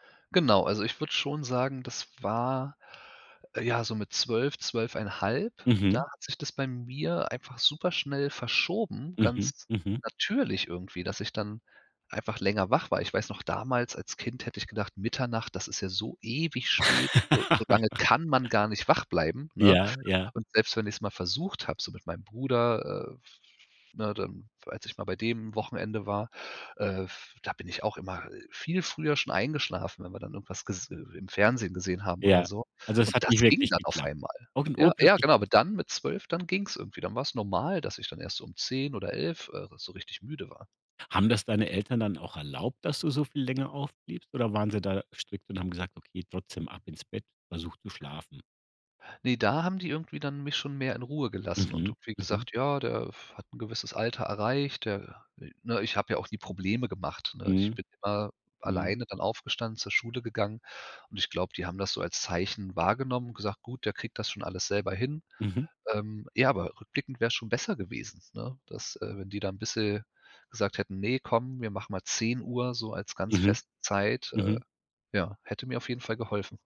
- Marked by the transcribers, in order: laugh
- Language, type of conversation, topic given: German, podcast, Was hilft dir, morgens wach und fit zu werden?